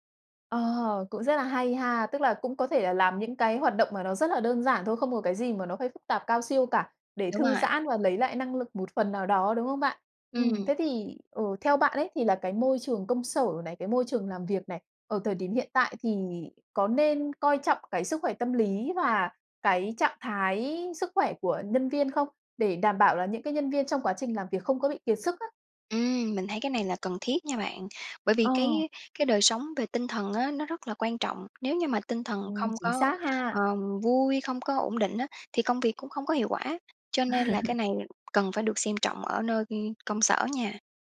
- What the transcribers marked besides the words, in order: tapping; laugh
- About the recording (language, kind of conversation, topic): Vietnamese, podcast, Bạn nhận ra mình sắp kiệt sức vì công việc sớm nhất bằng cách nào?